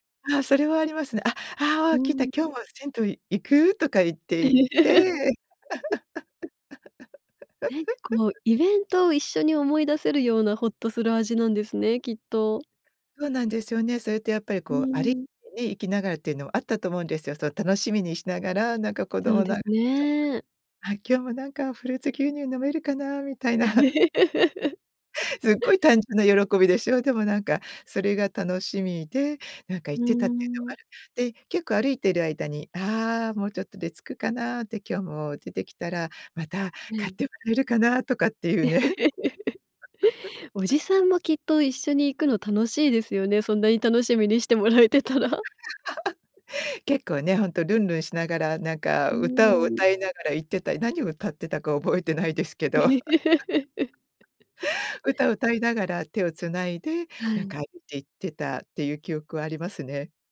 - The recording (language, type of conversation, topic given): Japanese, podcast, 子どもの頃にほっとする味として思い出すのは何ですか？
- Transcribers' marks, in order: laugh; laugh; laugh; chuckle; laugh; laugh; laughing while speaking: "してもらえてたら"; laugh; laughing while speaking: "覚えてないですけど"; laugh